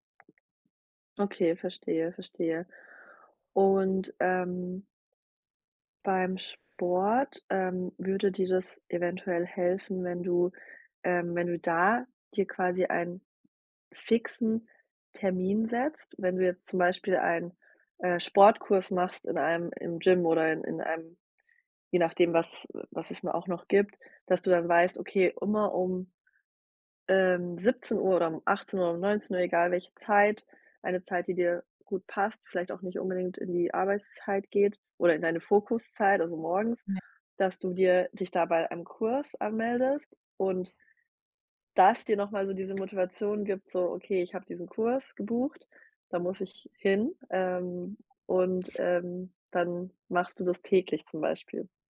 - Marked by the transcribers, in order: other background noise; unintelligible speech; stressed: "das"
- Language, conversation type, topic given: German, advice, Wie sieht eine ausgewogene Tagesroutine für eine gute Lebensbalance aus?